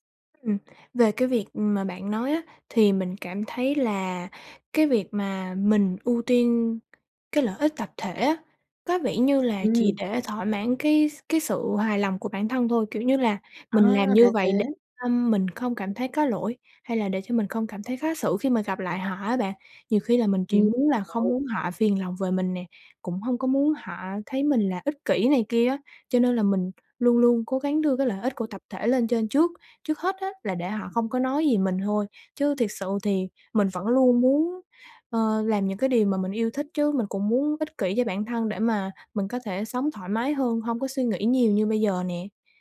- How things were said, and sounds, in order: tapping; unintelligible speech; other background noise
- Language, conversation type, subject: Vietnamese, advice, Làm thế nào để cân bằng lợi ích cá nhân và lợi ích tập thể ở nơi làm việc?